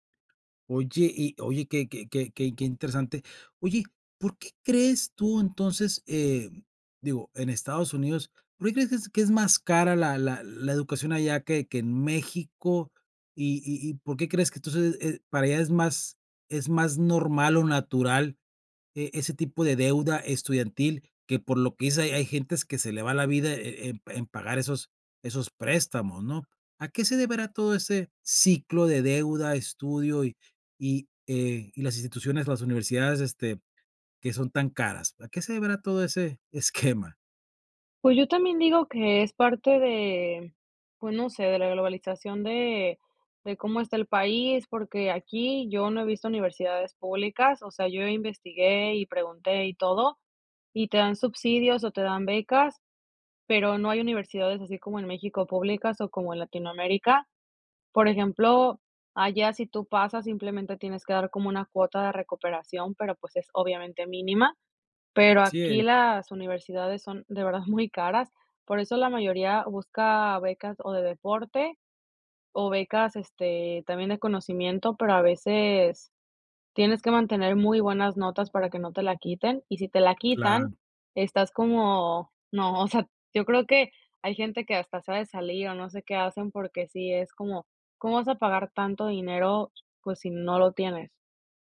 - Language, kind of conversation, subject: Spanish, podcast, ¿Qué opinas de endeudarte para estudiar y mejorar tu futuro?
- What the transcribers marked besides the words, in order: laughing while speaking: "esquema?"; laughing while speaking: "muy caras"